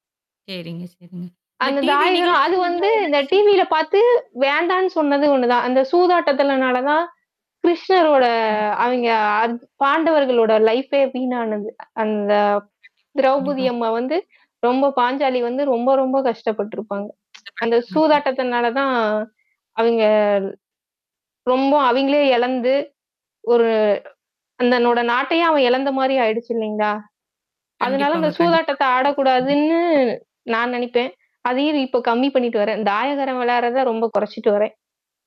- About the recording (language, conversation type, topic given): Tamil, podcast, சிறுவயதில் நீங்கள் ரசித்து பார்த்த தொலைக்காட்சி நிகழ்ச்சி எது?
- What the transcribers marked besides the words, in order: static; distorted speech; in English: "லைஃப்பே"; unintelligible speech; tsk; unintelligible speech